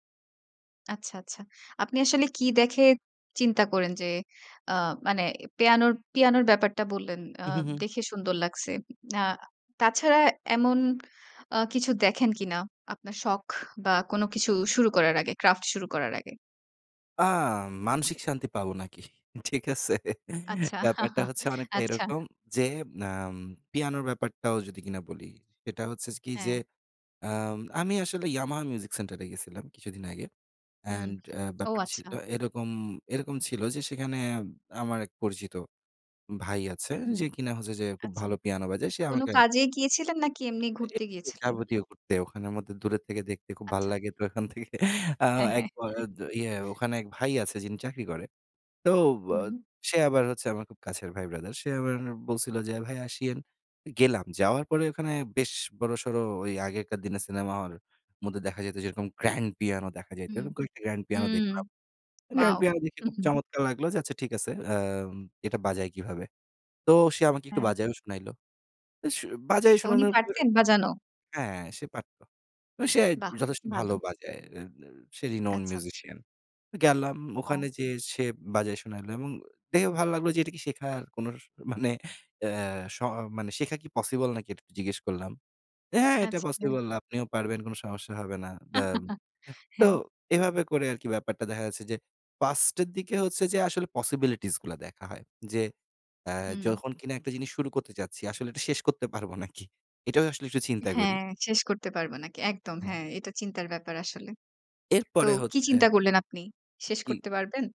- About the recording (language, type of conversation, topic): Bengali, podcast, কীভাবে আপনি সাধারণত নতুন কোনো হস্তশিল্প বা শখ শুরু করেন?
- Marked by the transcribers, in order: chuckle; other background noise; tapping; laughing while speaking: "তো ওখান থেকে"; other noise; tsk; blowing; unintelligible speech; in English: "renowned musician"; chuckle; chuckle